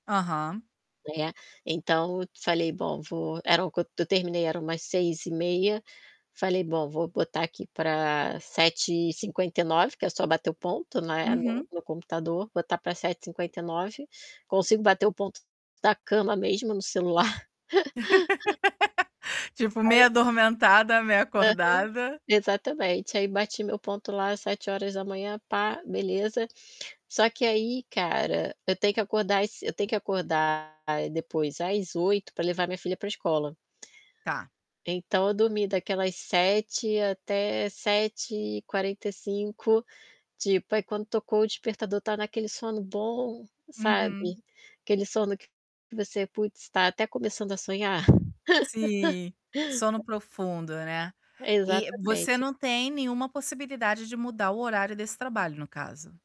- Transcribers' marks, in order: static; distorted speech; laugh; "atormentada" said as "adormentada"; laugh; other background noise; laugh
- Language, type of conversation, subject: Portuguese, advice, Como você procrastina tarefas importantes todos os dias?